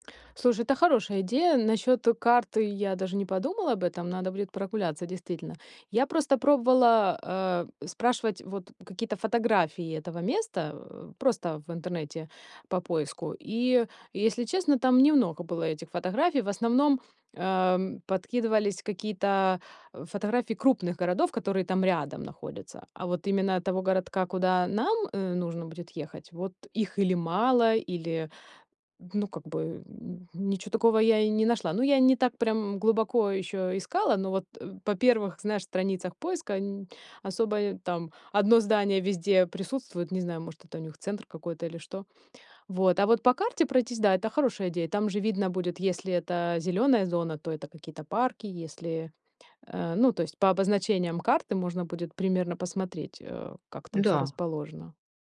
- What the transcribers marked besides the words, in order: tapping
- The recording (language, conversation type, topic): Russian, advice, Как справиться со страхом неизвестности перед переездом в другой город?
- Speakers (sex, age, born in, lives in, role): female, 40-44, Russia, Mexico, advisor; female, 40-44, Ukraine, United States, user